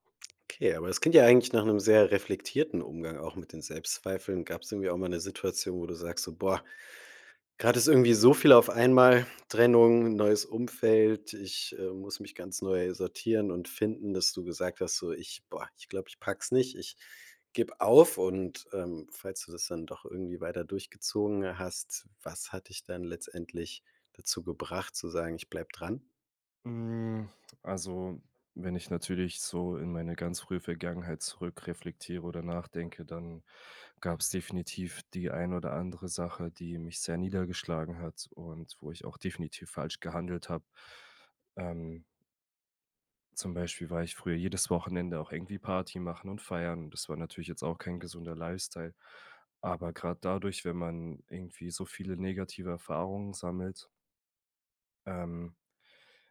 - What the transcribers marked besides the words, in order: none
- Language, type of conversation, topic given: German, podcast, Wie gehst du mit Zweifeln bei einem Neuanfang um?